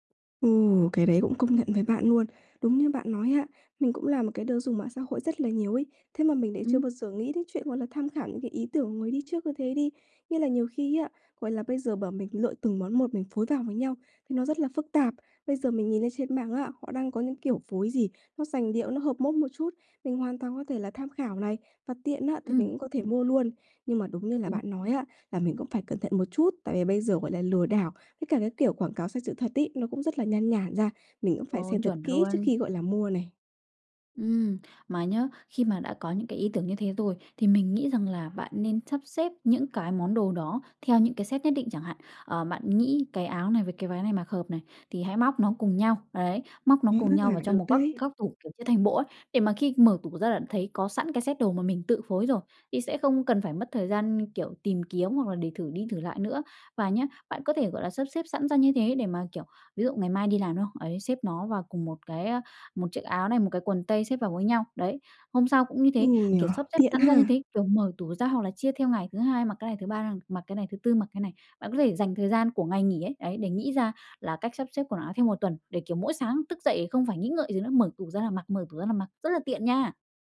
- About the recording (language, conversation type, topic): Vietnamese, advice, Làm sao để có thêm ý tưởng phối đồ hằng ngày và mặc đẹp hơn?
- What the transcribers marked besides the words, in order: tapping; in English: "set"; in English: "set"